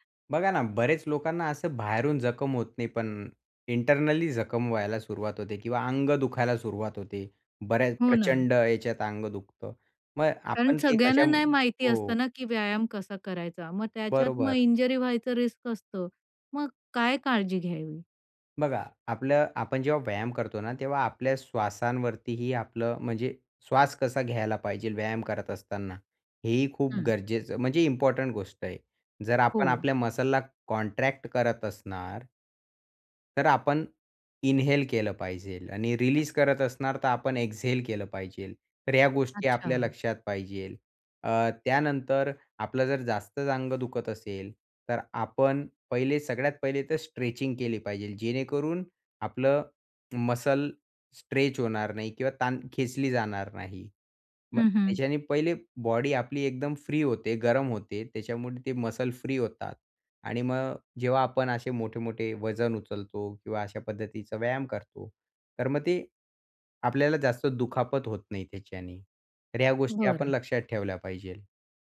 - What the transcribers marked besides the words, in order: in English: "इंटरनली"; in English: "इंजरी"; "इंज्युरी" said as "इंजरी"; in English: "रिस्क"; in English: "इम्पोर्टंट"; in English: "मसलला कॉन्ट्रॅक्ट"; in English: "इन्हेल"; in English: "रिलीज"; in English: "एक्झेल"; in English: "स्ट्रेचिंग"; in English: "मसल स्ट्रेच"; in English: "मसल"
- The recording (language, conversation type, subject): Marathi, podcast, जिम उपलब्ध नसेल तर घरी कोणते व्यायाम कसे करावेत?